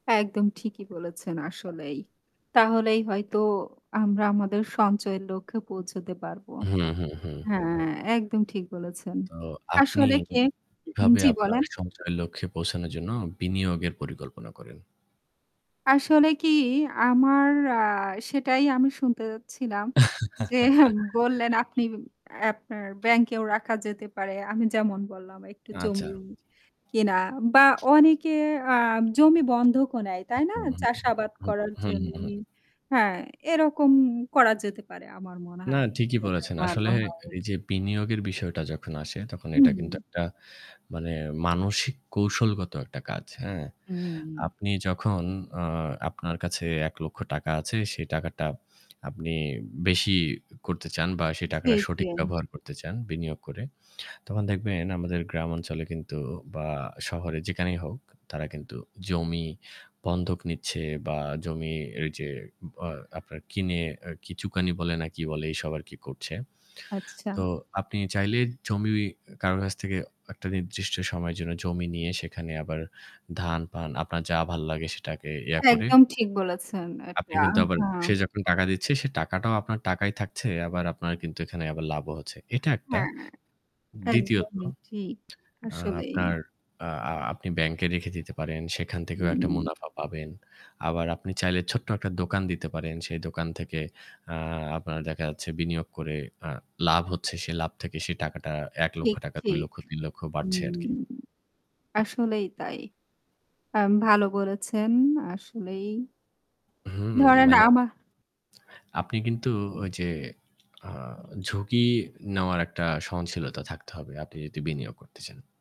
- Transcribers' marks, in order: tapping; static; laugh; laughing while speaking: "যে"; unintelligible speech; other background noise
- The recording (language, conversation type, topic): Bengali, unstructured, আপনি কীভাবে আপনার সঞ্চয়ের লক্ষ্যে পৌঁছানোর পরিকল্পনা করেন?